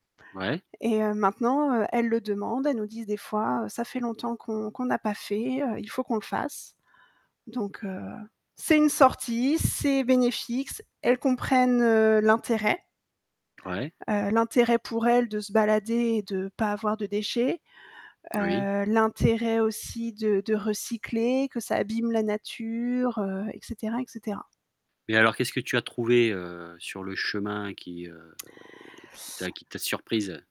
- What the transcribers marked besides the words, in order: static; drawn out: "heu"
- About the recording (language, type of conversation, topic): French, podcast, Comment peut-on sensibiliser les jeunes à la nature ?